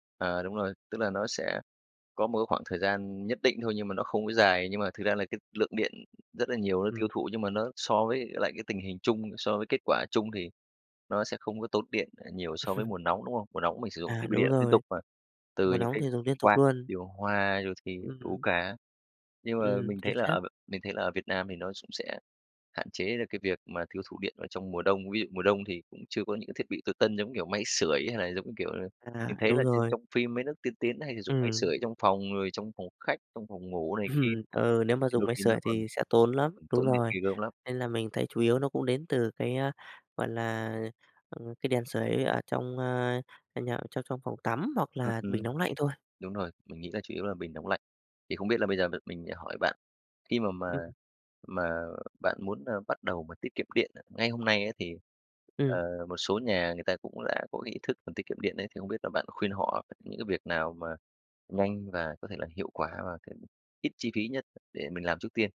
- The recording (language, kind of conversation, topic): Vietnamese, podcast, Bạn làm thế nào để giảm tiêu thụ điện trong nhà?
- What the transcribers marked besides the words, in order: laugh; other background noise; laughing while speaking: "Ừm"; tapping